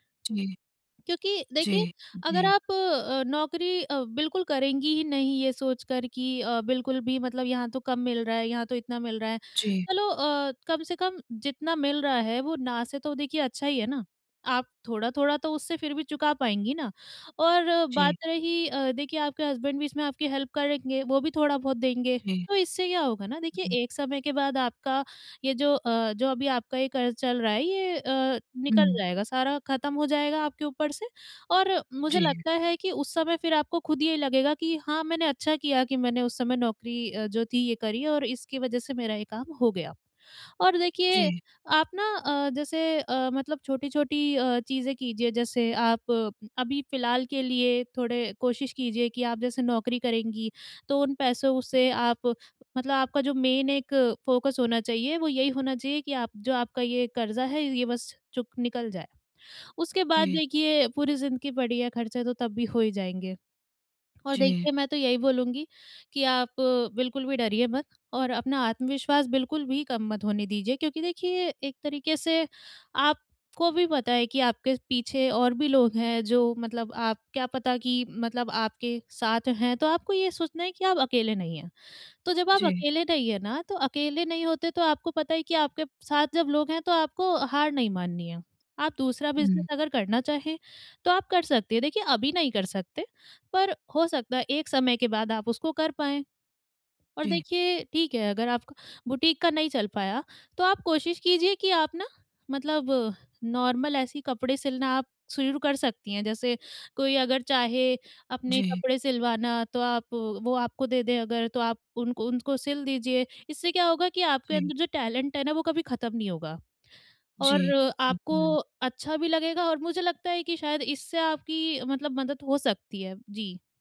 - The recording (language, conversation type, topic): Hindi, advice, नुकसान के बाद मैं अपना आत्मविश्वास फिर से कैसे पा सकता/सकती हूँ?
- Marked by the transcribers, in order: in English: "हज़्बन्ड"; in English: "हेल्प"; in English: "मेन"; in English: "फ़ोकस"; in English: "बिज़नेस"; in English: "बुटीक"; in English: "नॉर्मल"; in English: "टैलेंट"